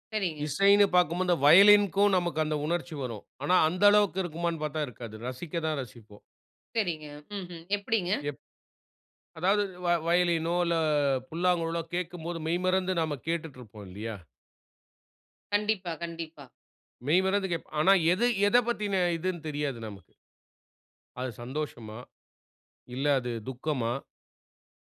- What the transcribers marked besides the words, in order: none
- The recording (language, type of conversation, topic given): Tamil, podcast, இசையில் தொழில்நுட்பம் முக்கியமா, உணர்ச்சி முக்கியமா?